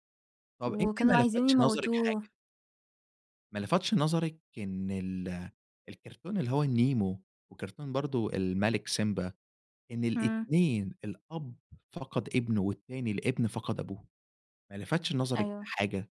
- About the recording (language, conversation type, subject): Arabic, podcast, ممكن تحكيلي عن كرتون كنت بتحبه وإنت صغير وأثر فيك إزاي؟
- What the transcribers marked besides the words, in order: tapping; in English: "سيمبا"